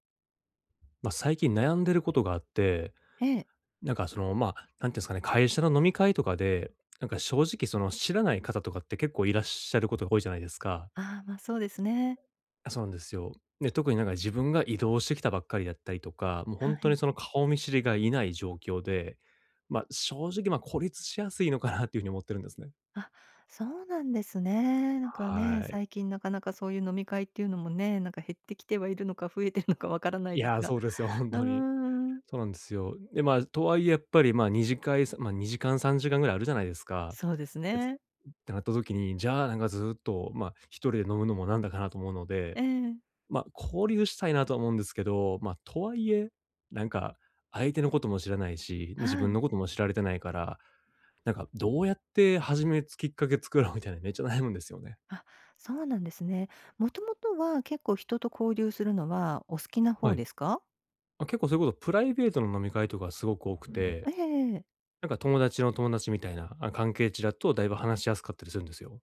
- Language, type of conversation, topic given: Japanese, advice, 集まりでいつも孤立してしまうのですが、どうすれば自然に交流できますか？
- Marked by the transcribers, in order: other background noise; other noise; laughing while speaking: "増えているの"